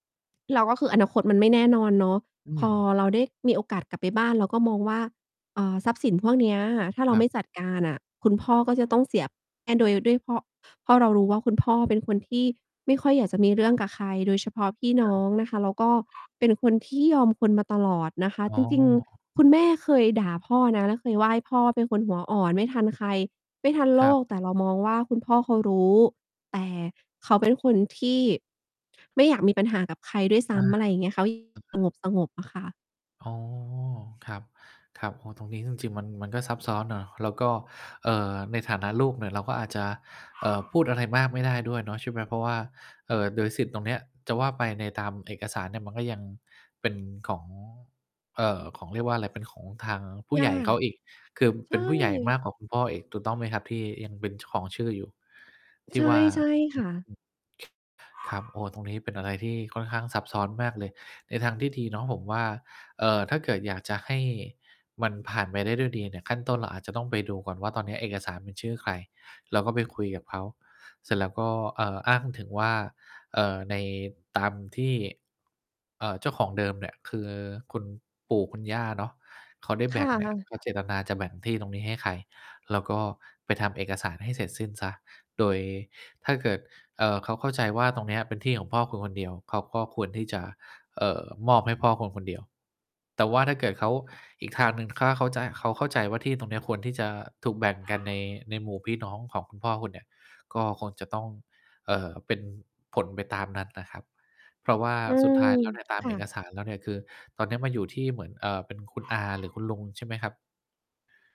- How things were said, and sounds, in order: other background noise; unintelligible speech; tapping; distorted speech; dog barking; mechanical hum; unintelligible speech
- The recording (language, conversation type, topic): Thai, advice, ฉันควรทำอย่างไรเมื่อทะเลาะกับพี่น้องเรื่องมรดกหรือทรัพย์สิน?